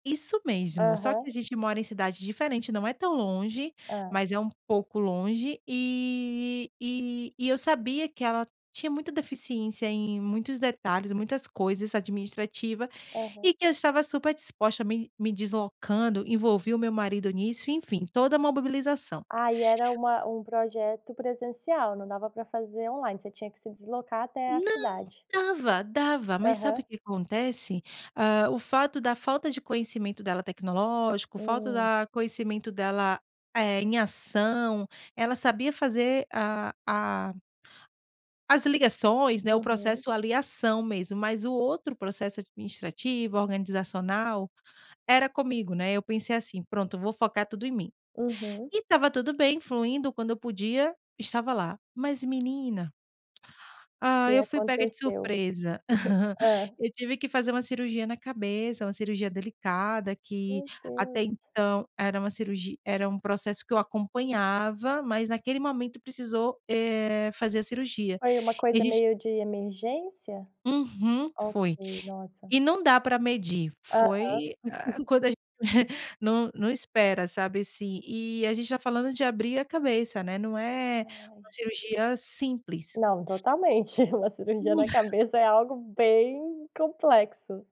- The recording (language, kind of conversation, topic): Portuguese, podcast, Como você equilibra atividade e descanso durante a recuperação?
- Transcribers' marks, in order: "mobilização" said as "mobibilização"; laugh; chuckle; tapping; chuckle; laugh; other noise; stressed: "bem complexo"